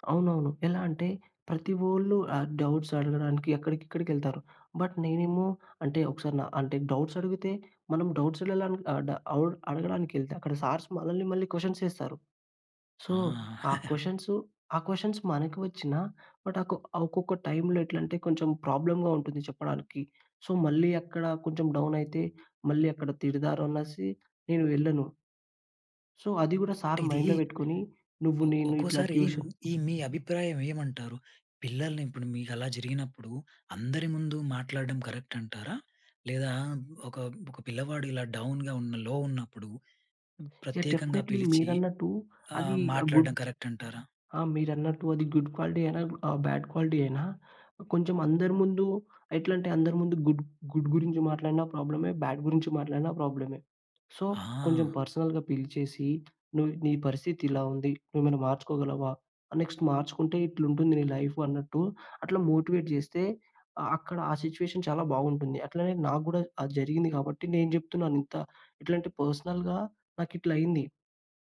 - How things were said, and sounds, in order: in English: "డౌట్స్"; in English: "బట్"; in English: "డౌట్స్"; in English: "సార్స్"; in English: "క్వశ్చన్స్"; in English: "సో"; in English: "క్వశ్చన్స్"; chuckle; in English: "క్వశ్చన్స్"; in English: "బట్"; in English: "టైమ్‌లో"; in English: "ప్రాబ్లమ్‌గా"; in English: "సో"; in English: "డౌన్"; in English: "సో"; in English: "సర్ మైండ్‌లో"; in English: "ట్యూషన్"; in English: "కరెక్ట్"; in English: "డౌన్‌గా"; in English: "లో"; in English: "యాహ్! డెఫీనేట్‌లీ"; in English: "గుడ్"; in English: "కరెక్ట్"; in English: "గుడ్ క్వాలిటీ"; in English: "బ్యాడ్ క్వాలిటీ"; in English: "గుడ్, గుడ్"; in English: "బ్యాడ్"; in English: "సో"; in English: "పర్సనల్‌గా"; in English: "నెక్స్ట్"; in English: "మోటివేట్"; in English: "సిట్యుయేషన్"; in English: "పర్సనల్‌గా"
- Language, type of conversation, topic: Telugu, podcast, మీ పని ద్వారా మీరు మీ గురించి ఇతరులు ఏమి తెలుసుకోవాలని కోరుకుంటారు?